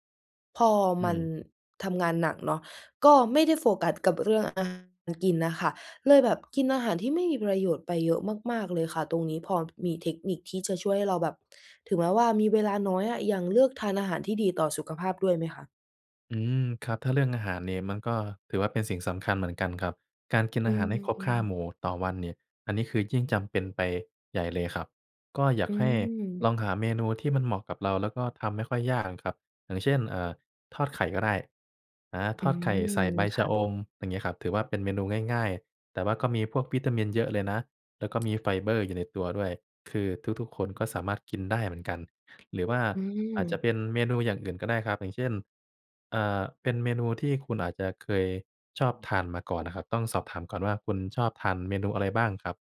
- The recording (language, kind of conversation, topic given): Thai, advice, คุณรู้สึกหมดไฟและเหนื่อยล้าจากการทำงานต่อเนื่องมานาน ควรทำอย่างไรดี?
- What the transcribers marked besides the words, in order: tapping